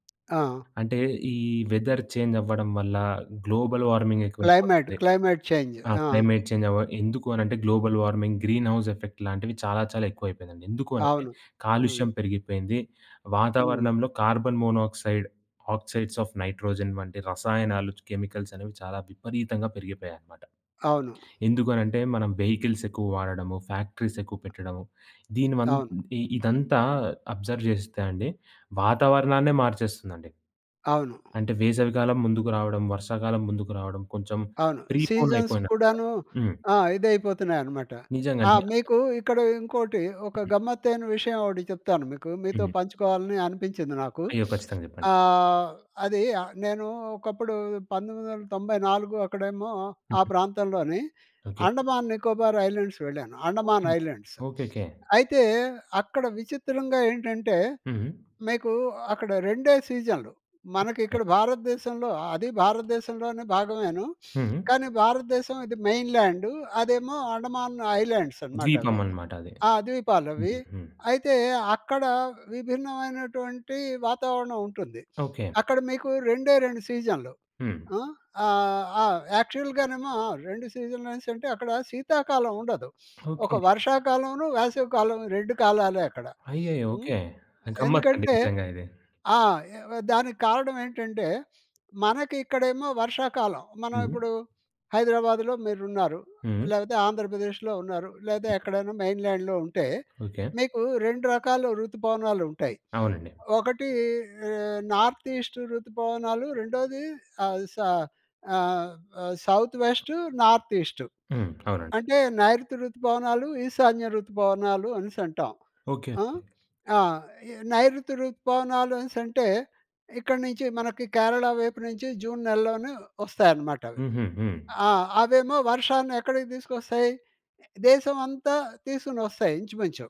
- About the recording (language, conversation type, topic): Telugu, podcast, మీ చిన్నతనంలో వేసవికాలం ఎలా గడిచేది?
- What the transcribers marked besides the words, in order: in English: "వెదర్"; in English: "గ్లోబల్ వార్మింగ్"; in English: "క్లైమేట్ క్లైమేట్ చేంజ్"; in English: "క్లైమేట్ చేంజ్"; other background noise; in English: "గ్లోబల్ వార్మింగ్, గ్రీన్ హౌస్ ఎఫెక్ట్"; in English: "కార్బన్ మోనాక్సైడ్, ఆక్సైడ్ ఒఎఫ్ నైట్రోజన్"; other noise; tapping; in English: "అబ్జర్వ్"; in English: "సీజన్స్"; sniff; in English: "ఐలాండ్స్"; in English: "ఐలాండ్స్"; sniff; in English: "మెయిన్"; in English: "యాక్చువల్‌గానేమో"; in English: "మెయిన్ ల్యాండ్‌లో"; in English: "నార్త్ ఈస్ట్"